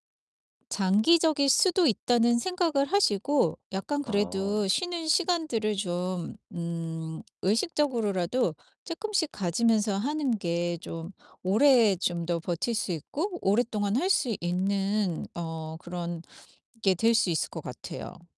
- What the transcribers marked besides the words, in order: distorted speech; other background noise
- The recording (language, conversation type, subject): Korean, advice, 휴식일과 활동일을 제 일상에 맞게 어떻게 균형 있게 계획하면 좋을까요?